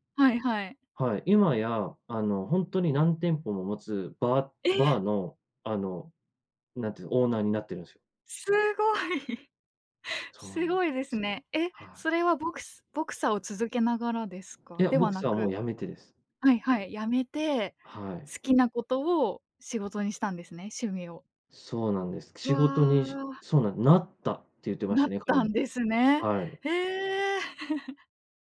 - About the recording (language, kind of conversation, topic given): Japanese, podcast, 趣味を仕事にすることについて、どう思いますか？
- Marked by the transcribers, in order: surprised: "え？"; laughing while speaking: "すごい"; other background noise; chuckle